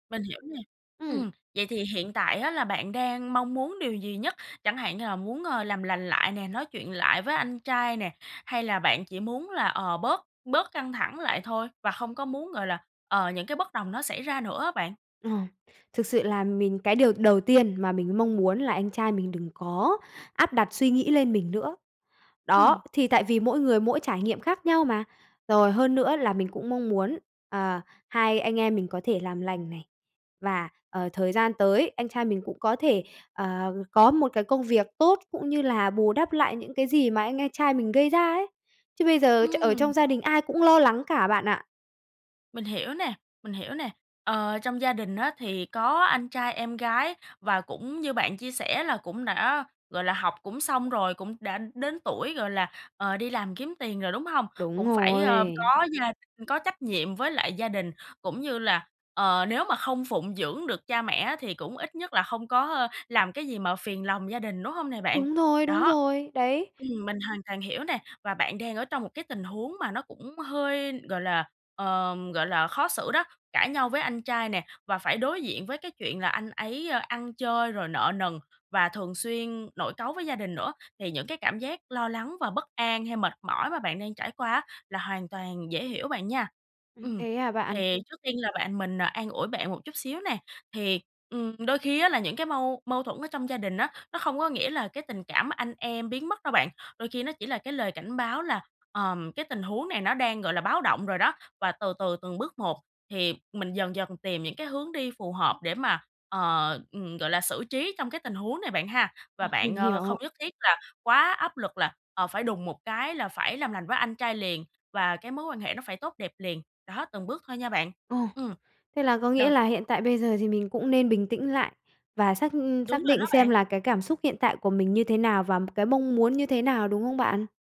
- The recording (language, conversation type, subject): Vietnamese, advice, Làm thế nào để giảm áp lực và lo lắng sau khi cãi vã với người thân?
- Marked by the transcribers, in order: tapping; other background noise